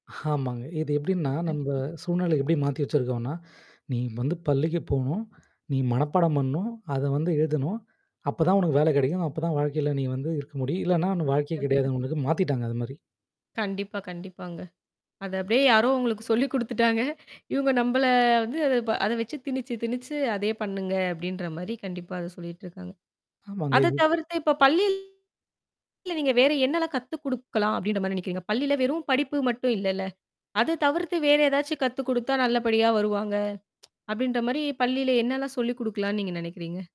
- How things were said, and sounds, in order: static; laughing while speaking: "ஆமாங்க"; mechanical hum; other background noise; tapping; laughing while speaking: "சொல்லிக் கொடுத்துட்டாங்க"; distorted speech; other noise; tsk
- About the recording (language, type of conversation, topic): Tamil, podcast, குழந்தைகளின் மனநலத்தைப் பாதுகாக்க பள்ளிகள் என்ன செய்ய வேண்டும்?